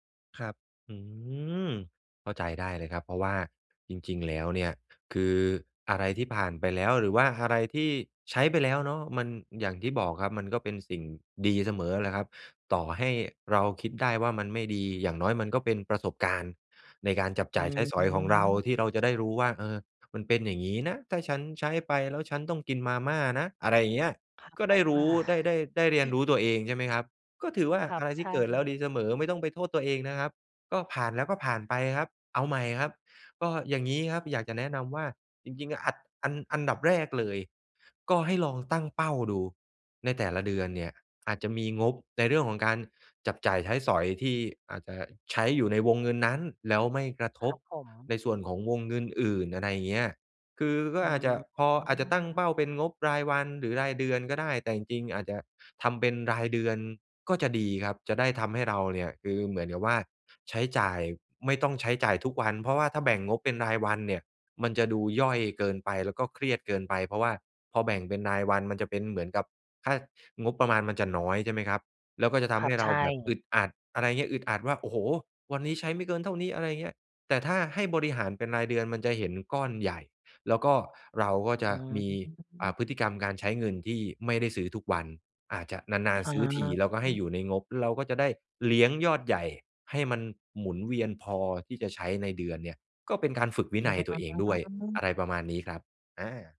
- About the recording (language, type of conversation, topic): Thai, advice, จะทำอย่างไรให้มีวินัยการใช้เงินและหยุดใช้จ่ายเกินงบได้?
- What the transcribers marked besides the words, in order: chuckle